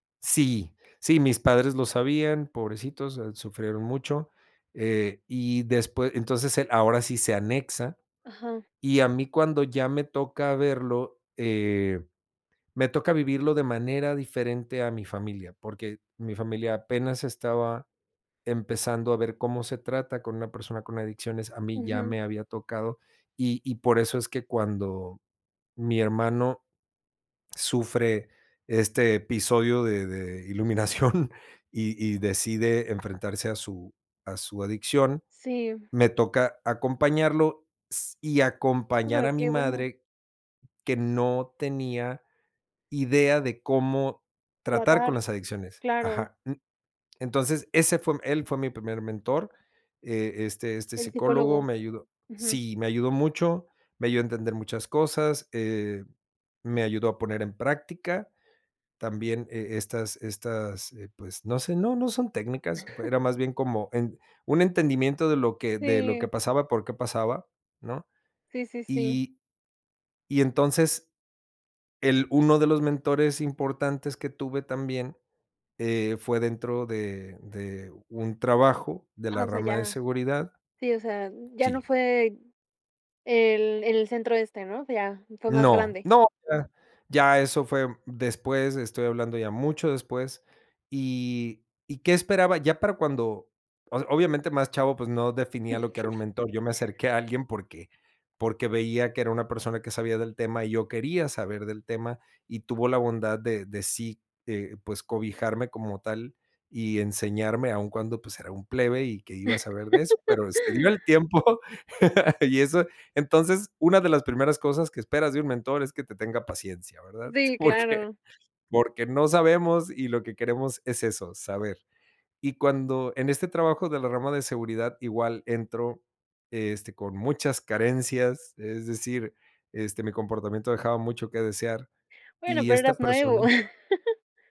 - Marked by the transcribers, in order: laughing while speaking: "iluminación"; chuckle; chuckle; laugh; laugh; laughing while speaking: "porque"; laugh
- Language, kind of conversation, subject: Spanish, podcast, ¿Qué esperas de un buen mentor?